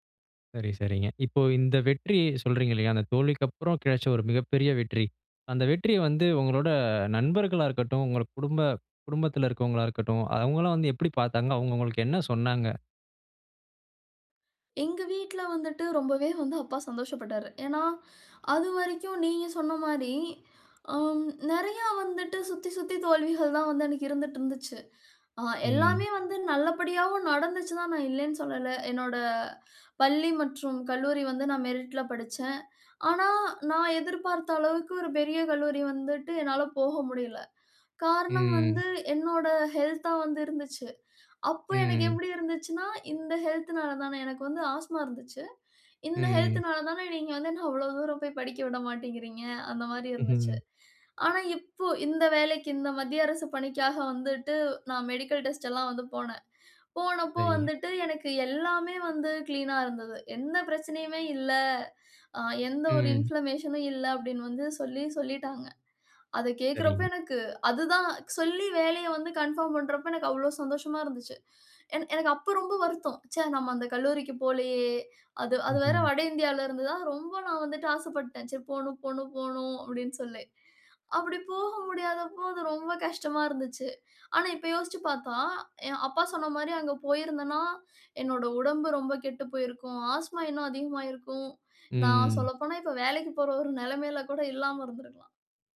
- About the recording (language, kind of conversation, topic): Tamil, podcast, ஒரு தோல்வி எதிர்பாராத வெற்றியாக மாறிய கதையைச் சொல்ல முடியுமா?
- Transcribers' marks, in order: "கிடைச்ச" said as "கெடச்ச"; "நிறைய" said as "நெறயா"; in English: "மெரிட்ல"; drawn out: "ம்"; in English: "இன்ஃப்ளமேஷன்னும்"; drawn out: "ம்"